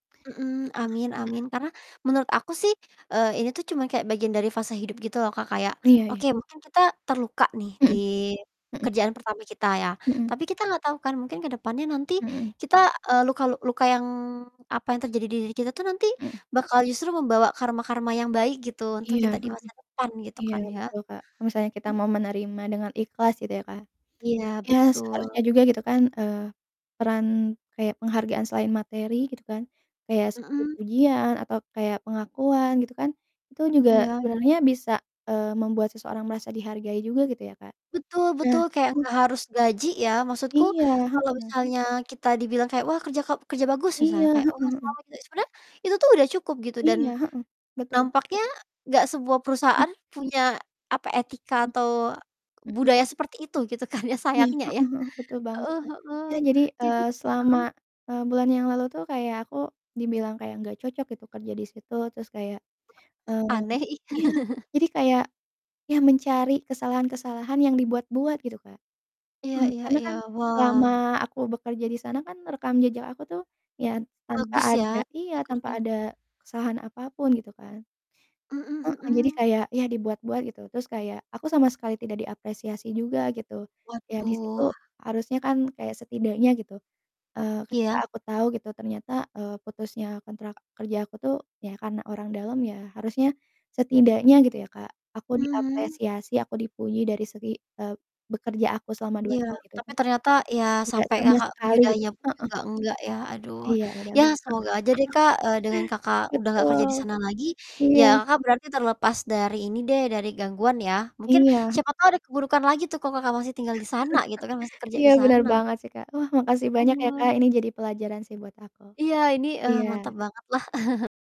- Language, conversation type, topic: Indonesian, unstructured, Bagaimana menurutmu jika pekerjaanmu tidak dihargai dengan layak?
- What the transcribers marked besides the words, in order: other background noise; distorted speech; laughing while speaking: "kan ya"; laugh; in English: "track record-nya"; laugh; laugh